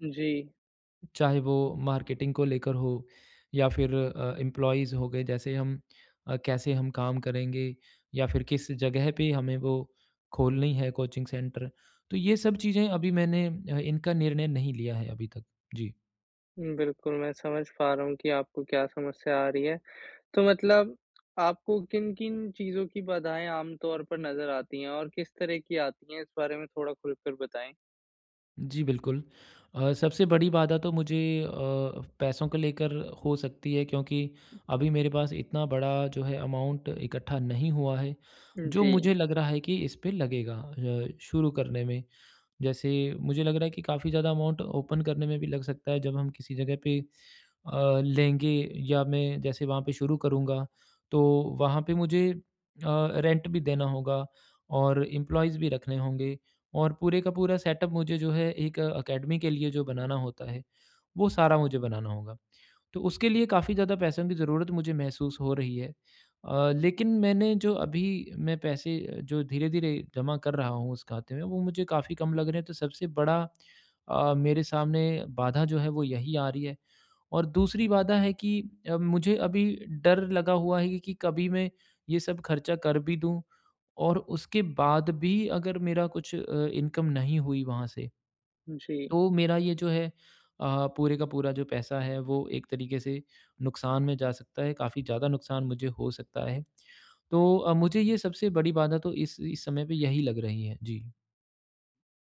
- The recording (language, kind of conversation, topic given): Hindi, advice, अप्रत्याशित बाधाओं के लिए मैं बैकअप योजना कैसे तैयार रख सकता/सकती हूँ?
- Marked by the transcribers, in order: in English: "मार्केटिंग"; in English: "एम्प्लॉइज़"; in English: "अमाउन्ट"; in English: "अमाउन्ट ओपन"; in English: "रेंट"; in English: "एम्प्लॉइज़"; in English: "सेटअप"; in English: "अकेडमी"; in English: "इनकम"